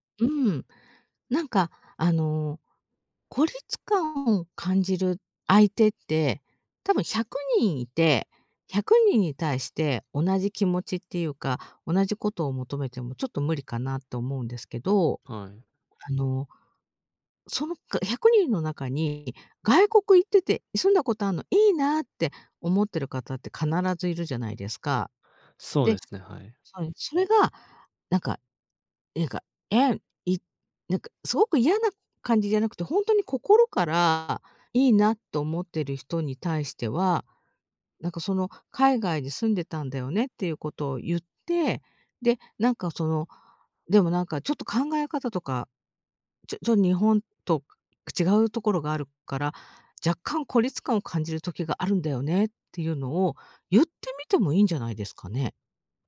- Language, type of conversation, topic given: Japanese, advice, 周囲に理解されず孤独を感じることについて、どのように向き合えばよいですか？
- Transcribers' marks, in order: none